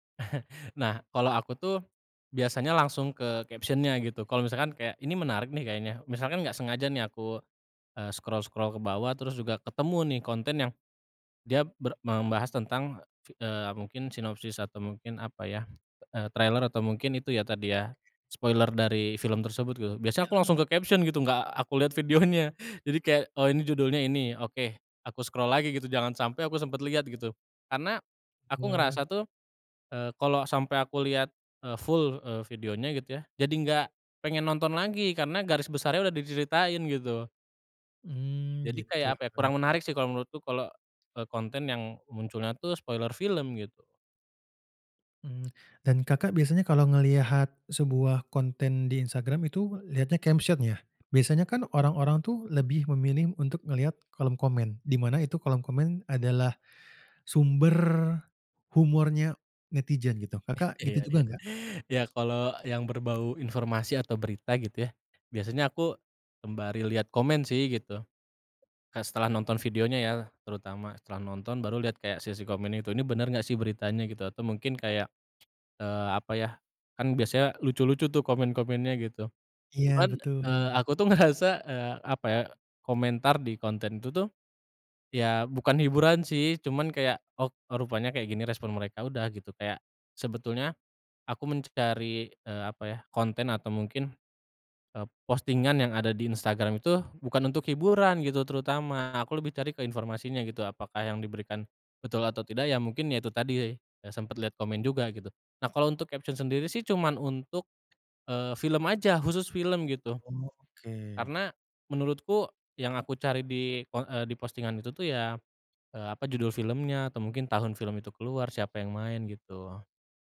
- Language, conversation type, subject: Indonesian, podcast, Bagaimana pengaruh media sosial terhadap selera hiburan kita?
- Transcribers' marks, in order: chuckle; in English: "caption-nya"; in English: "scroll-scroll"; in English: "spoiler"; in English: "caption"; tapping; laughing while speaking: "videonya"; in English: "scroll"; other background noise; in English: "spoiler"; in English: "caption"; chuckle; laughing while speaking: "Iya, iya"; chuckle; laughing while speaking: "ngerasa"; in English: "caption"